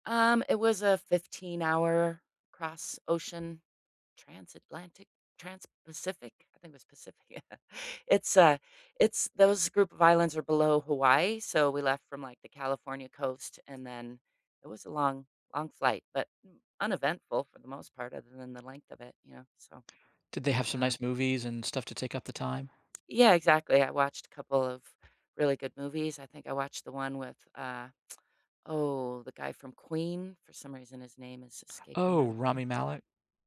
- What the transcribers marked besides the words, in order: other background noise; laughing while speaking: "Yeah"; tapping; tsk
- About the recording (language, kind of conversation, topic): English, unstructured, What has been your most rewarding travel experience?
- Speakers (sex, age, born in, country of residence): female, 55-59, United States, United States; male, 55-59, United States, United States